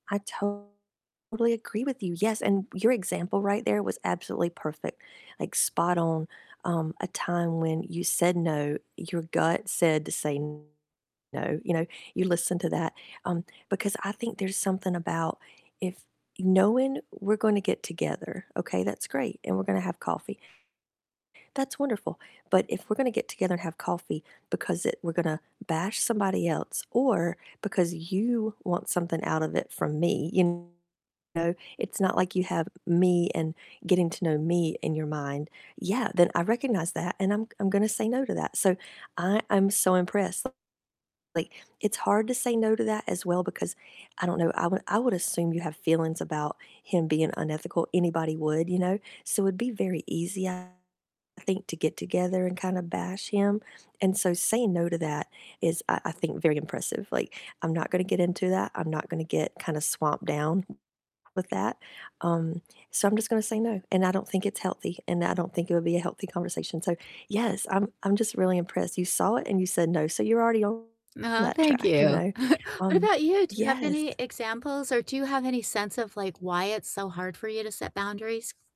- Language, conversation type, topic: English, unstructured, How can you set healthy, guilt-free boundaries that strengthen trust and connection?
- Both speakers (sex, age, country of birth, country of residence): female, 50-54, United States, United States; female, 60-64, United States, United States
- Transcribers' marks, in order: distorted speech; other background noise; chuckle; tapping